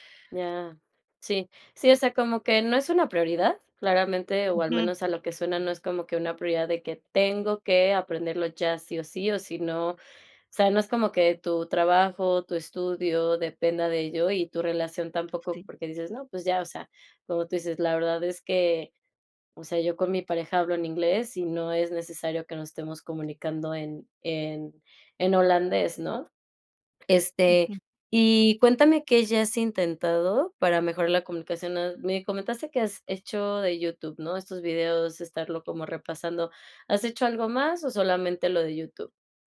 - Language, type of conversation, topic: Spanish, advice, ¿Cómo puede la barrera del idioma dificultar mi comunicación y la generación de confianza?
- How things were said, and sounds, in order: tapping